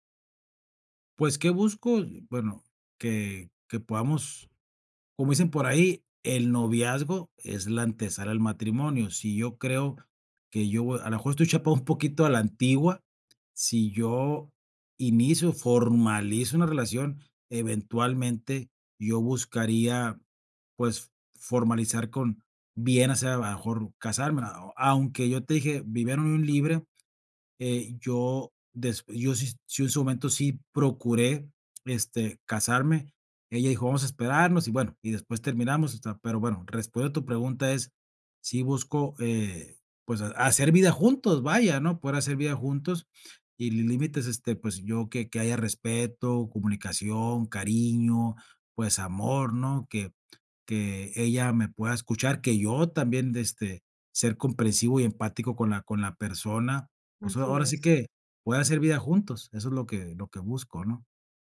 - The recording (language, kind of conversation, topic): Spanish, advice, ¿Cómo puedo superar el miedo a iniciar una relación por temor al rechazo?
- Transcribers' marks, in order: chuckle; other noise